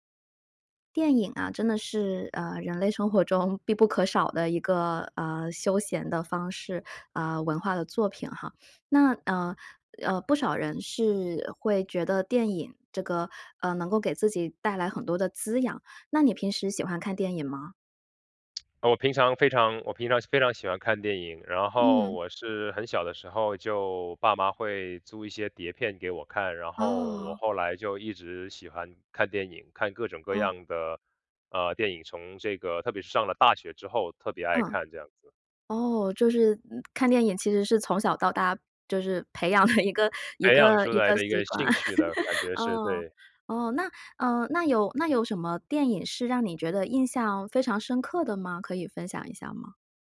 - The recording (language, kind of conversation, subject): Chinese, podcast, 电影的结局真的那么重要吗？
- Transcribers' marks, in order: other background noise; laughing while speaking: "培养的"; chuckle